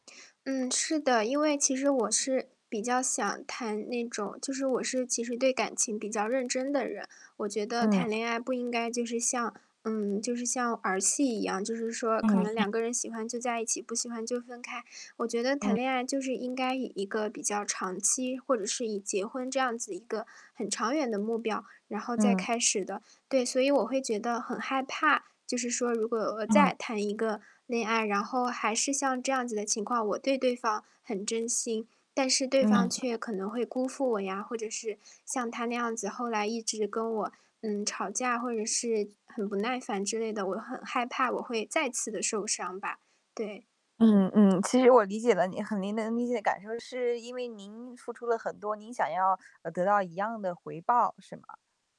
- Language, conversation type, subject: Chinese, advice, 我害怕再次受伤而不敢开始一段新关系，该怎么办？
- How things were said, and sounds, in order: static; distorted speech; other background noise; other noise